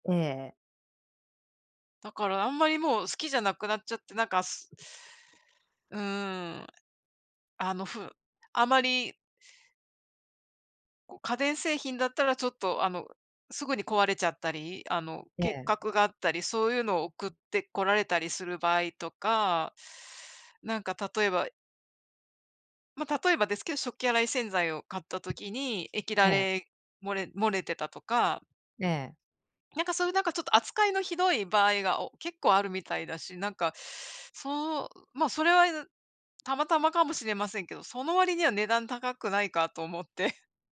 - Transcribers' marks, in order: none
- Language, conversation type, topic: Japanese, unstructured, たまご焼きとオムレツでは、どちらが好きですか？